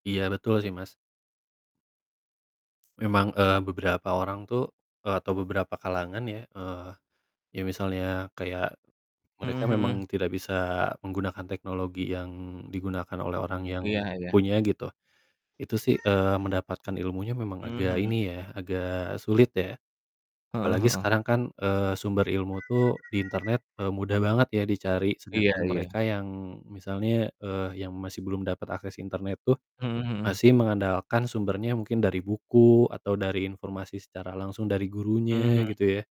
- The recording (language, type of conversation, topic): Indonesian, unstructured, Bagaimana menurutmu teknologi dapat memperburuk kesenjangan sosial?
- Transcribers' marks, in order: background speech; baby crying; static; other background noise; tapping